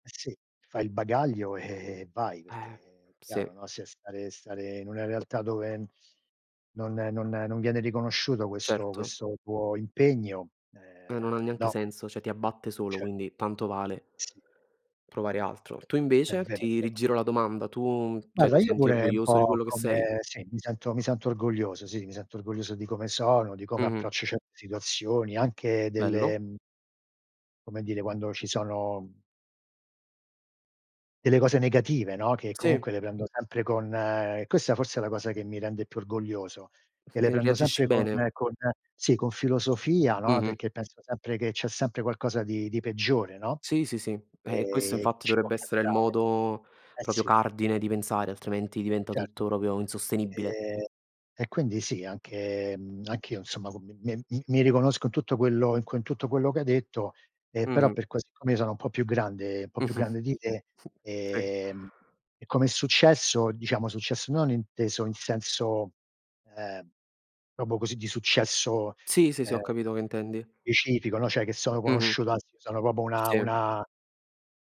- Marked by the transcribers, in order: other background noise; "cioè" said as "ceh"; "proprio" said as "propio"; "proprio" said as "propio"; tapping; laughing while speaking: "Mh-mh. Uhm"; "proprio" said as "propio"; "cioè" said as "ceh"; "proprio" said as "propo"
- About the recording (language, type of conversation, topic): Italian, unstructured, Che cosa ti fa sentire orgoglioso di te stesso?